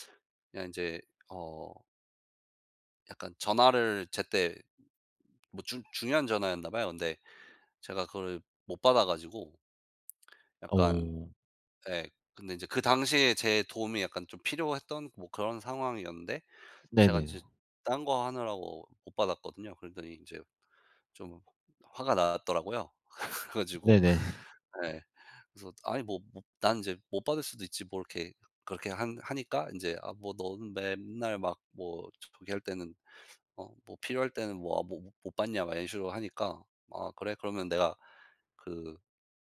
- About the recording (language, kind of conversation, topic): Korean, unstructured, 친구와 갈등이 생겼을 때 어떻게 해결하나요?
- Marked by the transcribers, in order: laugh; laughing while speaking: "그래 가지고"; other background noise; laugh